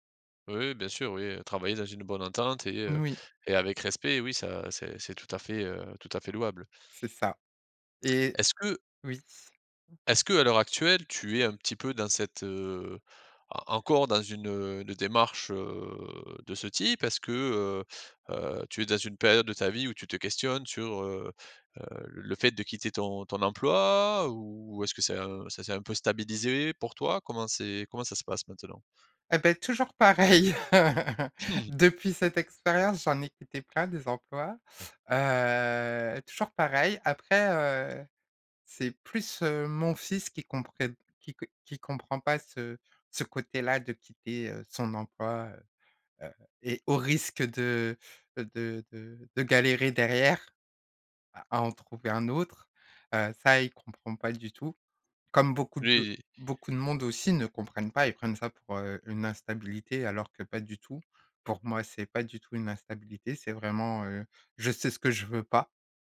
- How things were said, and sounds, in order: other background noise; drawn out: "heu"; laugh; chuckle; tapping; drawn out: "Heu"
- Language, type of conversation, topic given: French, podcast, Qu’est-ce qui te ferait quitter ton travail aujourd’hui ?